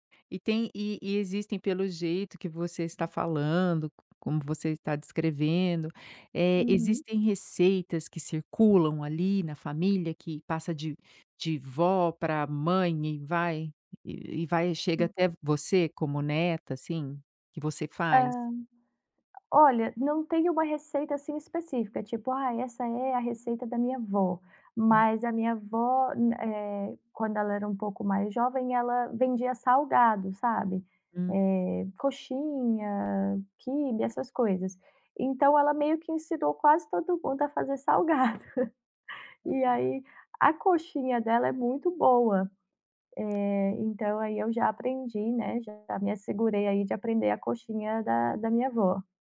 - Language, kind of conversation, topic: Portuguese, podcast, Qual é o papel da comida nas lembranças e nos encontros familiares?
- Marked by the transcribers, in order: tapping; laughing while speaking: "salgado"